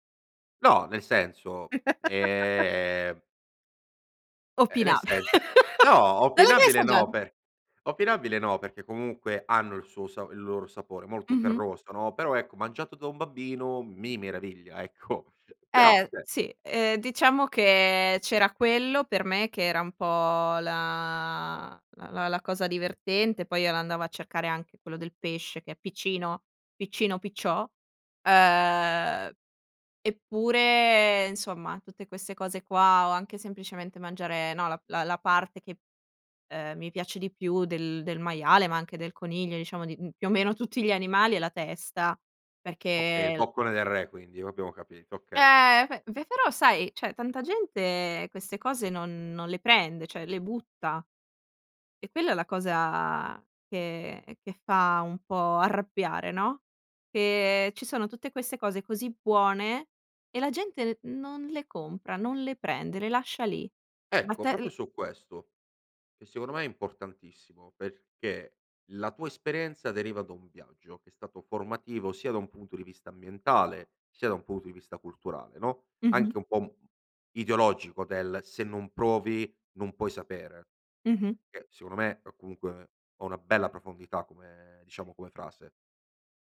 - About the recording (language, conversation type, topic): Italian, podcast, Qual è un piatto che ti ha fatto cambiare gusti?
- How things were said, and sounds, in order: laugh; laugh; laughing while speaking: "ecco"; "cioè" said as "ceh"; "proprio" said as "propio"